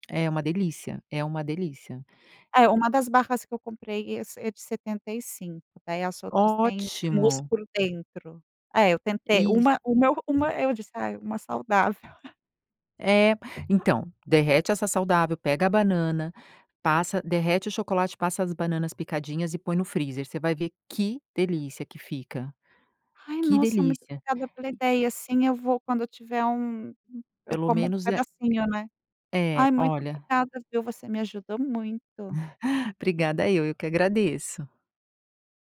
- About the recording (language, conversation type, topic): Portuguese, advice, Como e em que momentos você costuma comer por ansiedade ou por tédio?
- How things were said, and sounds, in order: tapping; chuckle